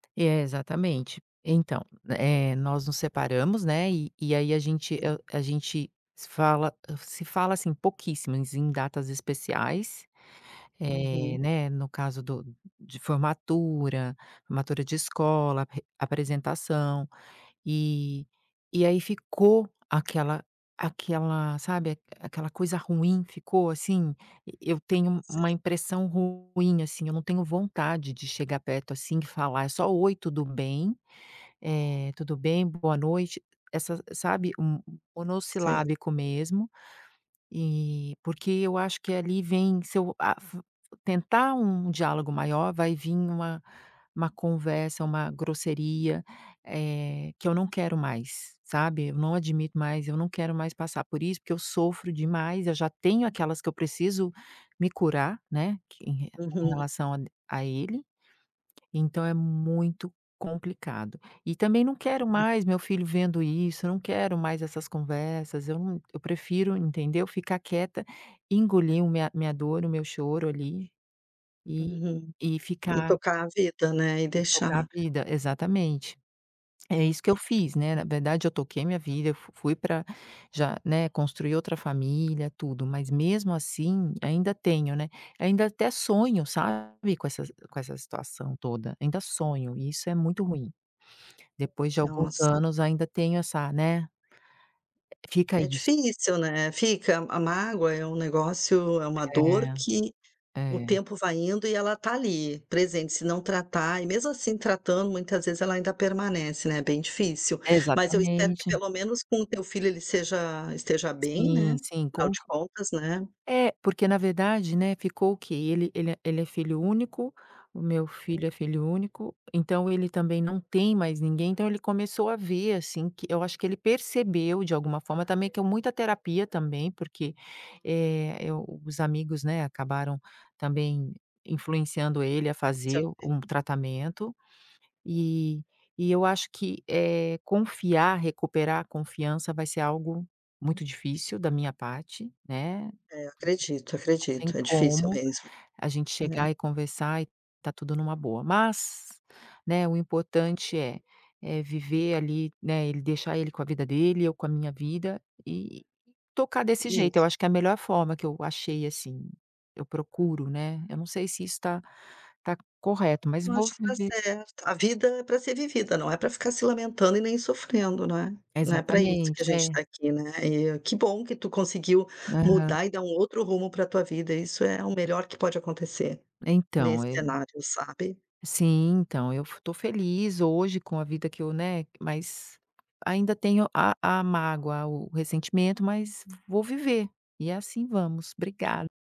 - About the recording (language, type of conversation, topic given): Portuguese, advice, Como posso recuperar a confiança depois de uma briga séria?
- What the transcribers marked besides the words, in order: tapping; other background noise; unintelligible speech